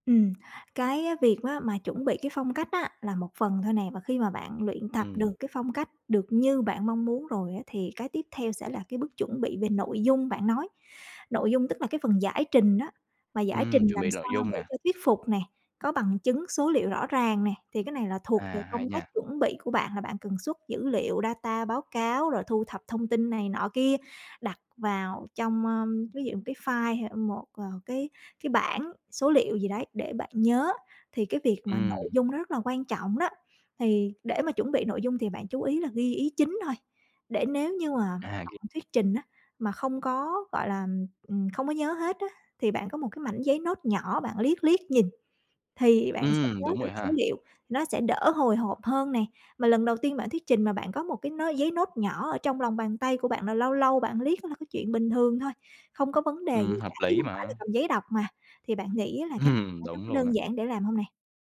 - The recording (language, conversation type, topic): Vietnamese, advice, Làm thế nào để vượt qua nỗi sợ nói trước đám đông và không còn né tránh cơ hội trình bày ý tưởng?
- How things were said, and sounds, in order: tapping; in English: "data"; in English: "good"; in English: "note"; in English: "note"; in English: "note"; other background noise; laughing while speaking: "Ừm"; unintelligible speech